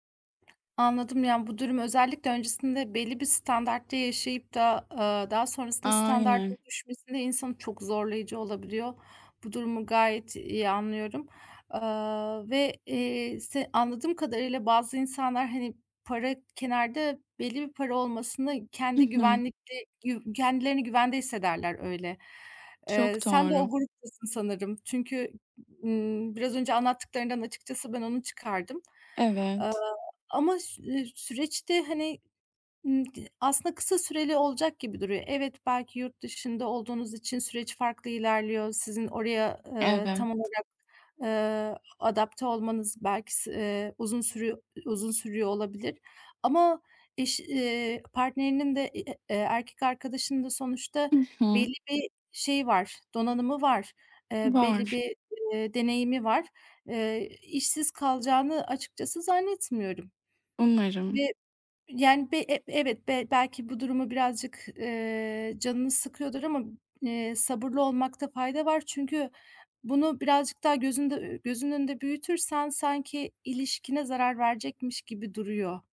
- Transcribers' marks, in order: other background noise; other noise; tapping
- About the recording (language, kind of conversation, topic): Turkish, advice, Geliriniz azaldığında harcamalarınızı kısmakta neden zorlanıyorsunuz?